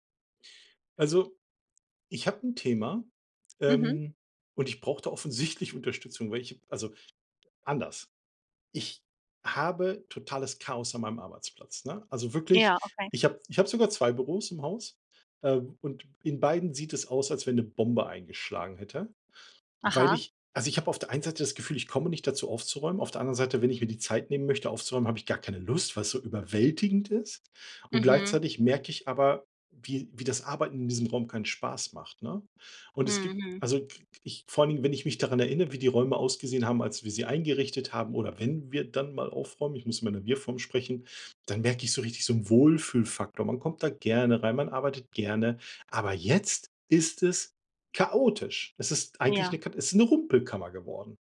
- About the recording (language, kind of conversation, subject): German, advice, Wie beeinträchtigen Arbeitsplatzchaos und Ablenkungen zu Hause deine Konzentration?
- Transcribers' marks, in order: none